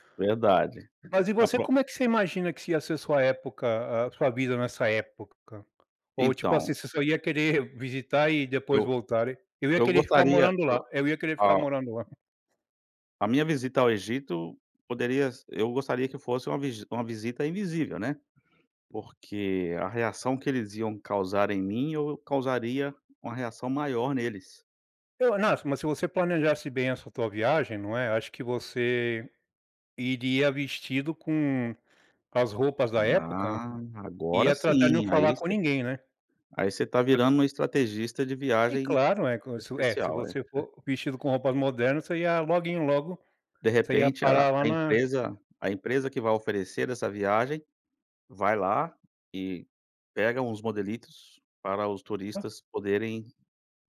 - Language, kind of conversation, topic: Portuguese, unstructured, Se você pudesse viajar no tempo, para que época iria?
- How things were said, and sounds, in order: unintelligible speech; other noise